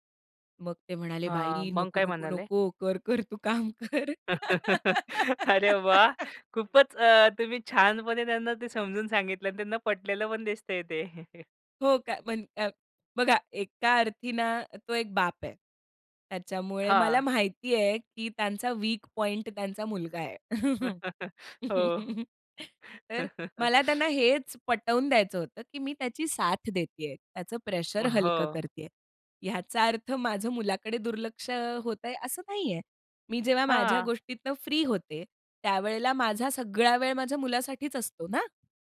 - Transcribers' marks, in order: afraid: "नको, नको, नको"; chuckle; laughing while speaking: "अरे वाह!"; joyful: "खूपच अ, तुम्ही छानपणे त्यांना … पण दिसतंय ते"; laughing while speaking: "काम कर"; laugh; chuckle; laugh; chuckle; chuckle; other background noise
- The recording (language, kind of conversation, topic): Marathi, podcast, सासरकडील अपेक्षा कशा हाताळाल?